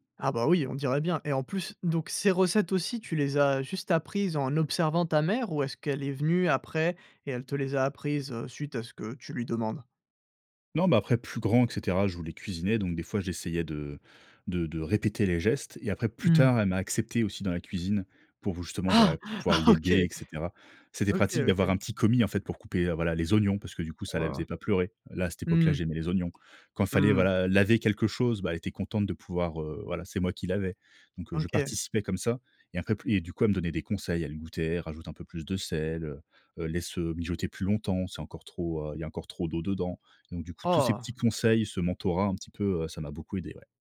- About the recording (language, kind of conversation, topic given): French, podcast, Peux-tu nous parler d’une recette familiale qu’on t’a transmise ?
- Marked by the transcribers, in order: laughing while speaking: "OK !"